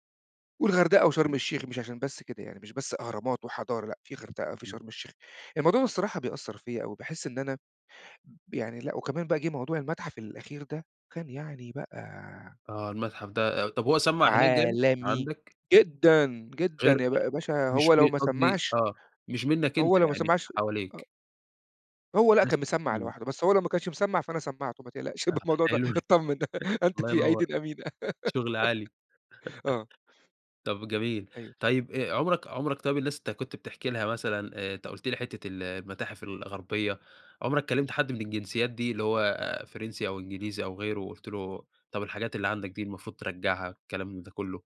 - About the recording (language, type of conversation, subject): Arabic, podcast, إزاي بتعرّف الناس من ثقافات تانية بتراثك؟
- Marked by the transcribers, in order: stressed: "عالمي"; chuckle; laughing while speaking: "الموضوع ده اتطمن، أنت في أيديٍ أمينة"; chuckle; giggle